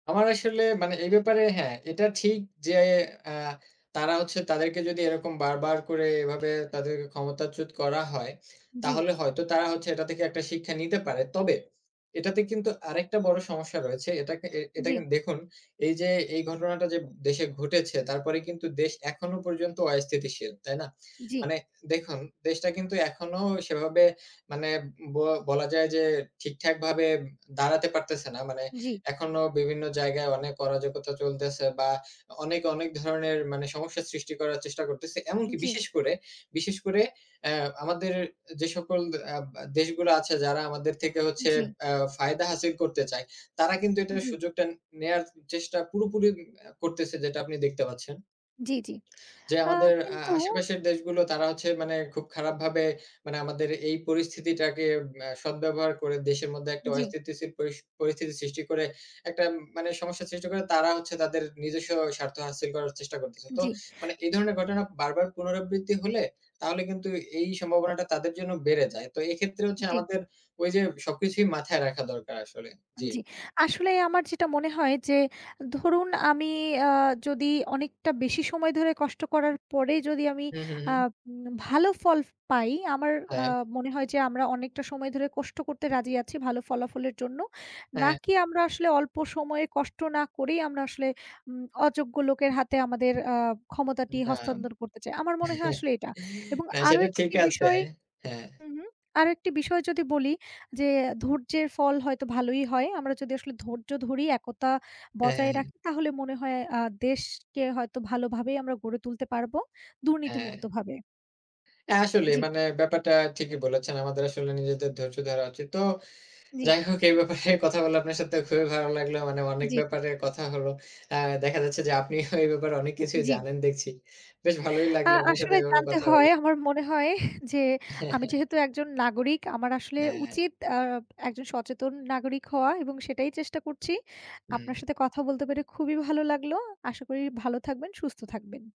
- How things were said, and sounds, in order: tapping; other background noise; lip smack; "ফল" said as "ফলফ"; wind; chuckle; laughing while speaking: "না সেটা ঠিক আছে"; lip smack; laughing while speaking: "ব্যাপারে কথা বলে"; laughing while speaking: "আপনিও এই ব্যাপারে অনেক কিছুই … এভাবে কথা হলো"; laughing while speaking: "হয় আমার মনে হয়"; chuckle
- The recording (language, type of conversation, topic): Bengali, unstructured, রাজনীতিতে দুর্নীতির প্রভাব সম্পর্কে আপনার মতামত কী?